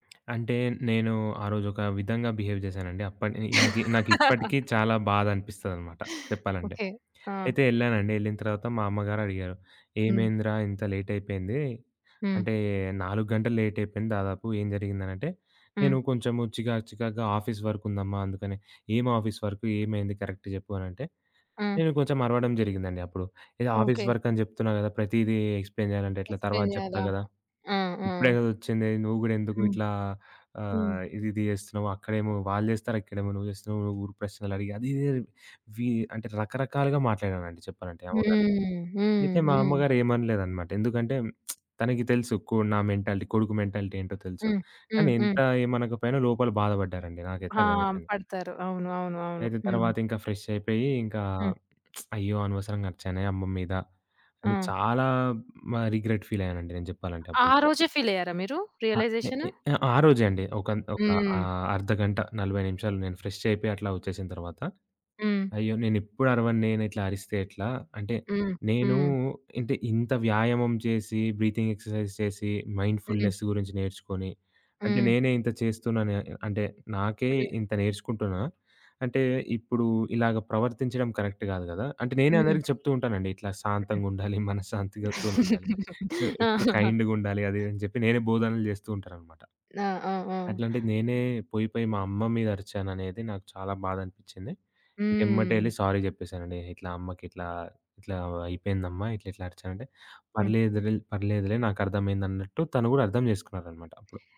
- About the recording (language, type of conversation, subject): Telugu, podcast, సోషియల్ జీవితం, ఇంటి బాధ్యతలు, పని మధ్య మీరు ఎలా సంతులనం చేస్తారు?
- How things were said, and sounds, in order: tapping; in English: "బిహేవ్"; laugh; horn; in English: "ఆఫీస్ వర్క్"; in English: "కరెక్ట్"; in English: "ఆఫీస్ వర్కని"; in English: "ఎక్స్‌ప్లెయిన్"; in English: "ఎక్స్‌ప్లెయిన్"; lip smack; in English: "మెంటాలిటీ"; in English: "మెంటాలిటీ"; lip smack; in English: "రిగ్రెట్"; in English: "రియలైజేషన్"; in English: "బ్రీతింగ్ ఎక్సర్‌సై‌జ్"; in English: "మైండ్ ఫుల్‌నెస్"; other background noise; in English: "కరెక్ట్"; giggle; in English: "సారీ"